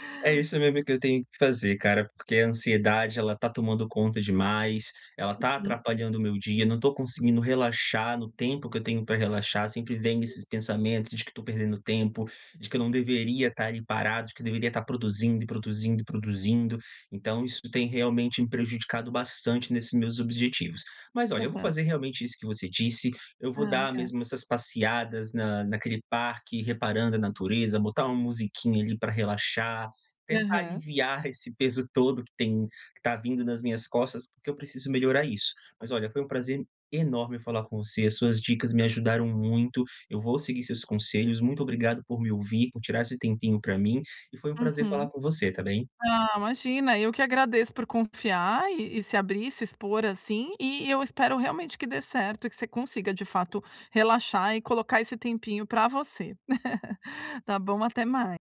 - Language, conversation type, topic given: Portuguese, advice, Por que não consigo relaxar no meu tempo livre, mesmo quando tento?
- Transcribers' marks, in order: tapping; laugh